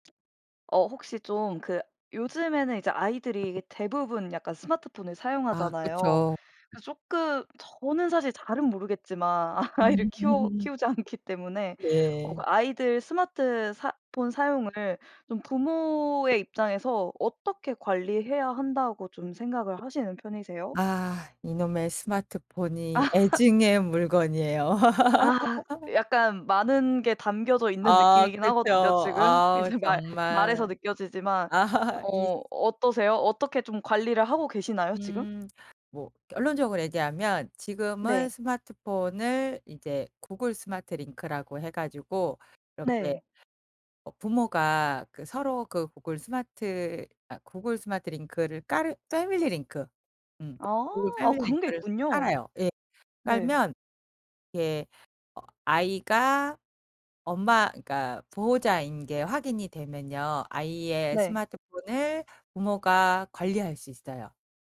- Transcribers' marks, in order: tapping; other background noise; laughing while speaking: "아이를 키워 키우지 않기 때문에"; laughing while speaking: "음"; laugh; laugh; laugh; put-on voice: "패밀리"; put-on voice: "패밀리"
- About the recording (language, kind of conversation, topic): Korean, podcast, 아이들의 스마트폰 사용을 부모는 어떻게 관리해야 할까요?